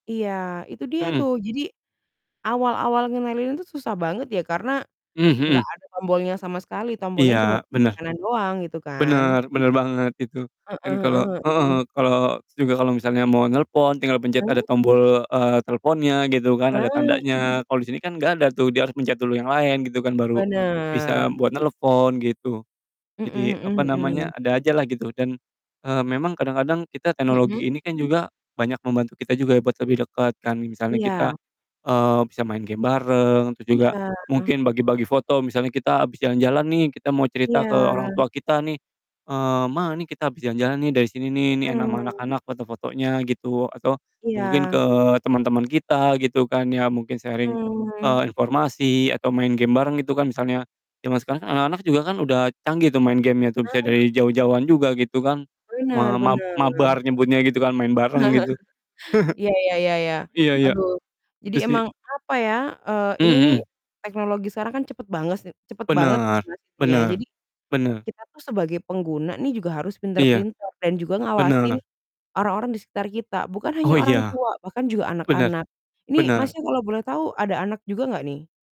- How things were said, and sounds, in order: static; "ngenalin" said as "ngenalilin"; distorted speech; in English: "sharing"; chuckle; chuckle
- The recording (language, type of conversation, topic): Indonesian, unstructured, Bagaimana teknologi membantu kamu tetap terhubung dengan keluarga?